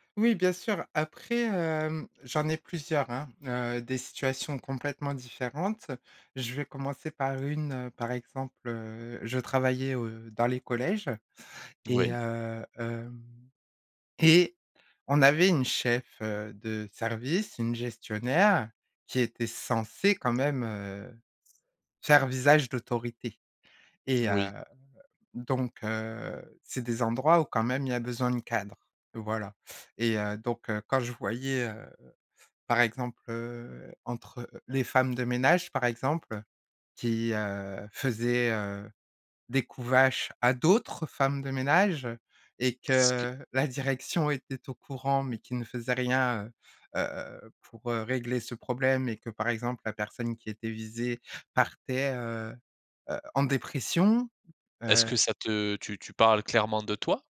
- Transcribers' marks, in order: other background noise; tapping; drawn out: "heu, hem"; stressed: "censée"; drawn out: "heu"; drawn out: "heu"; drawn out: "heu"; drawn out: "heu"; drawn out: "heu"; stressed: "d'autres"; drawn out: "que"
- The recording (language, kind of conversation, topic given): French, podcast, Qu’est-ce qui te ferait quitter ton travail aujourd’hui ?